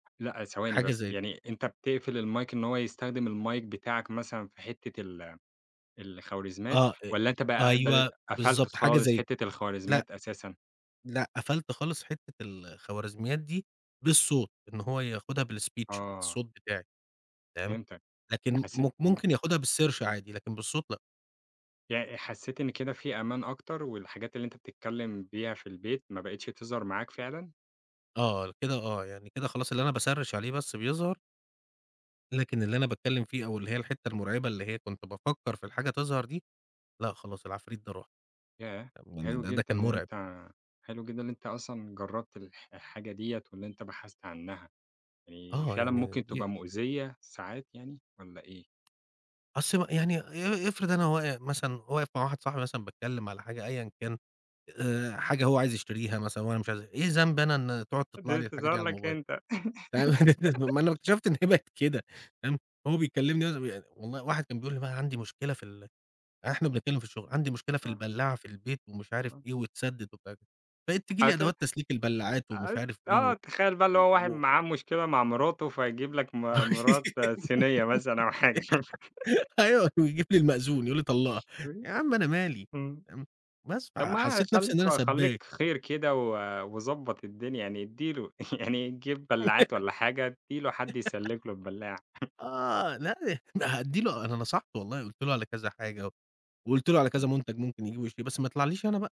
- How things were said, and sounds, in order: in English: "المايك"; in English: "المايك"; "الخوارزميّات" said as "خوارزمات"; "الخوارزميّات" said as "خوارزمات"; in English: "بالspeech"; in English: "بالسيرش"; in English: "باسرِّش"; unintelligible speech; tapping; laughing while speaking: "ت تظهَر لك أنت"; unintelligible speech; laughing while speaking: "أومال لو اكتشفْت إن هي بقيت كده"; giggle; giggle; laughing while speaking: "أيوة ويجيب لي المأذون يقول لي طلَّقها"; giggle; unintelligible speech; laughing while speaking: "يعني"; giggle; laugh
- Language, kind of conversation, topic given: Arabic, podcast, إزاي المنصات بتحدد اللي نوصل له وإيه اللي لا؟